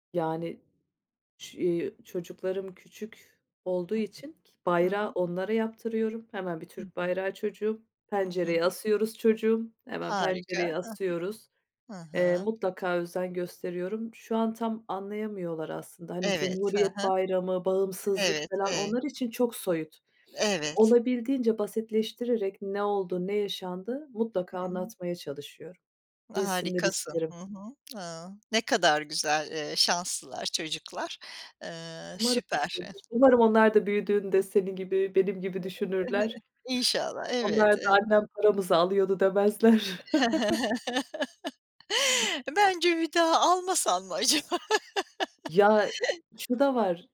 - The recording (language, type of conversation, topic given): Turkish, podcast, Bayramlar senin için ne ifade ediyor?
- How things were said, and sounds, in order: sniff; other background noise; chuckle; laughing while speaking: "demezler"; chuckle; laughing while speaking: "acaba?"